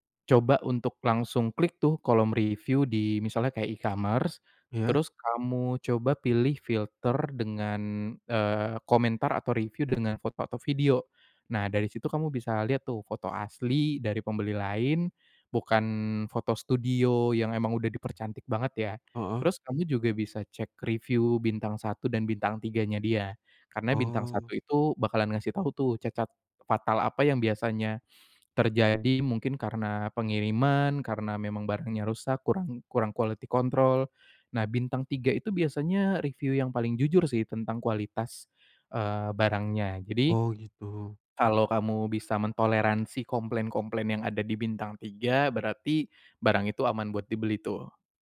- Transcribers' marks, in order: in English: "e-commerce"; other background noise; tapping; in English: "quality control"
- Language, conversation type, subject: Indonesian, advice, Bagaimana cara mengetahui kualitas barang saat berbelanja?